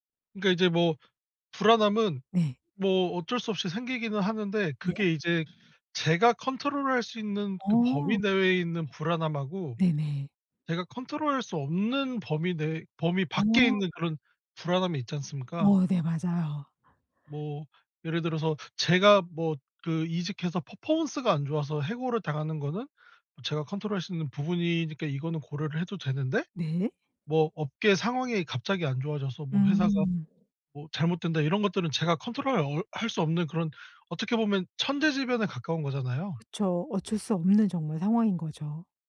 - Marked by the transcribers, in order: none
- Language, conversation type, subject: Korean, podcast, 변화가 두려울 때 어떻게 결심하나요?
- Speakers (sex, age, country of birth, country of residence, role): female, 50-54, South Korea, United States, host; male, 30-34, South Korea, South Korea, guest